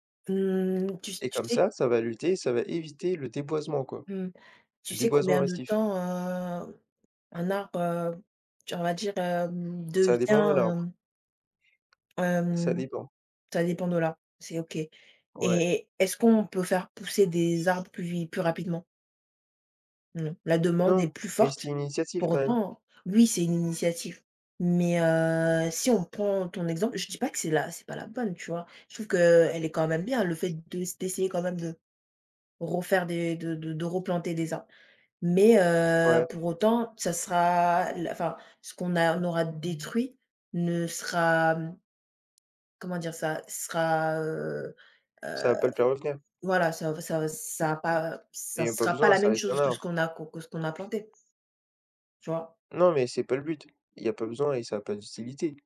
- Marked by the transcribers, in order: tapping; other background noise; baby crying
- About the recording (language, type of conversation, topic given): French, unstructured, Comment la déforestation affecte-t-elle notre planète ?